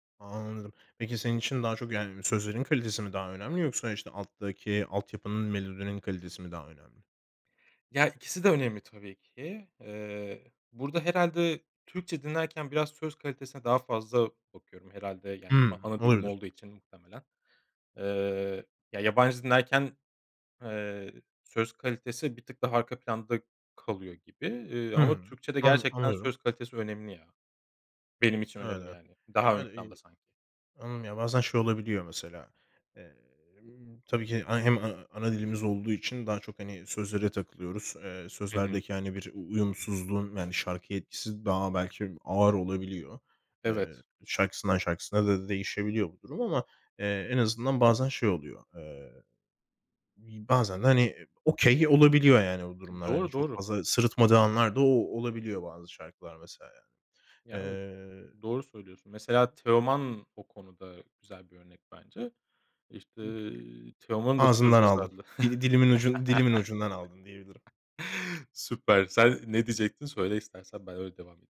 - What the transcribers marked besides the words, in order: in English: "okay"; other background noise; chuckle
- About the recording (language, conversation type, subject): Turkish, podcast, Müzik dinlerken ruh halin nasıl değişir?